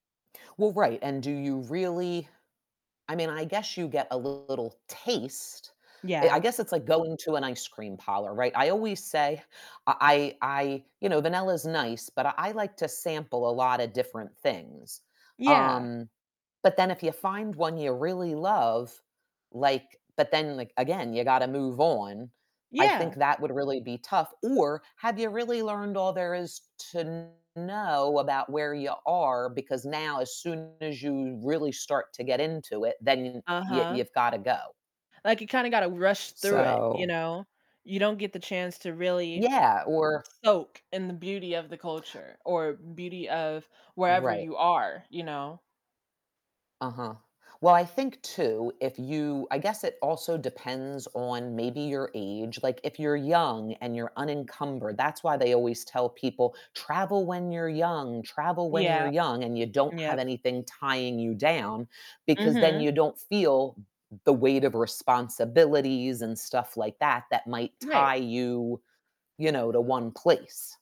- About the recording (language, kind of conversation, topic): English, unstructured, How does the way we travel affect the depth of our experiences and connections with places and people?
- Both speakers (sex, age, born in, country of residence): female, 20-24, United States, United States; female, 55-59, United States, United States
- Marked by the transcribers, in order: distorted speech; stressed: "taste"; other background noise; inhale; tapping